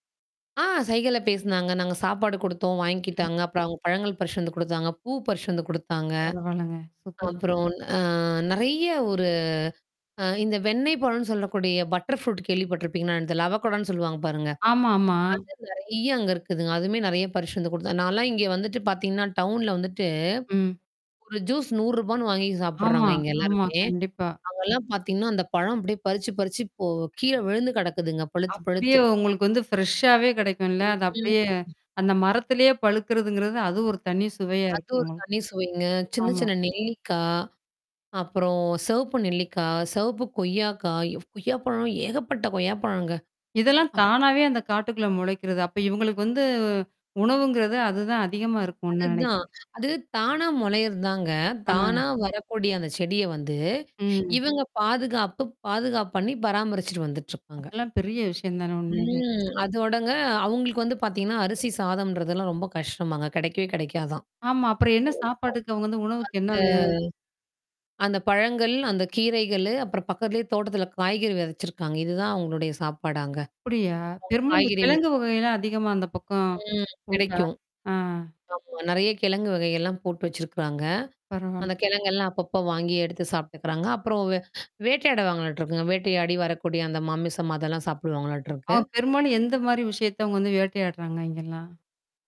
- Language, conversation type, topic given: Tamil, podcast, நீங்கள் இயற்கையுடன் முதல் முறையாக தொடர்பு கொண்ட நினைவு என்ன?
- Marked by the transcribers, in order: distorted speech; other background noise; static; mechanical hum; drawn out: "ஒரு"; in English: "பட்டர் ஃப்ரூட்"; in English: "ஃப்ரெஷ்ஷாவே"; unintelligible speech; tapping; other noise